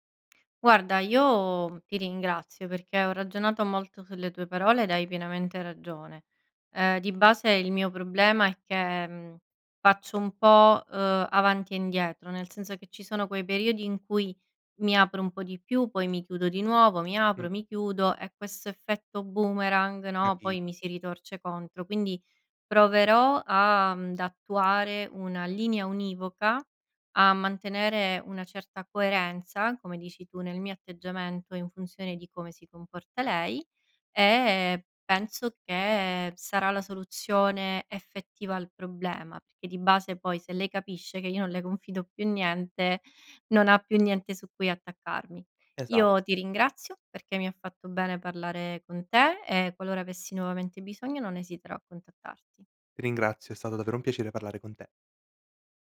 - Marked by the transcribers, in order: none
- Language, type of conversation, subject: Italian, advice, Come posso mettere dei limiti nelle relazioni con amici o familiari?
- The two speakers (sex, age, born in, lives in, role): female, 30-34, Italy, Italy, user; male, 18-19, Italy, Italy, advisor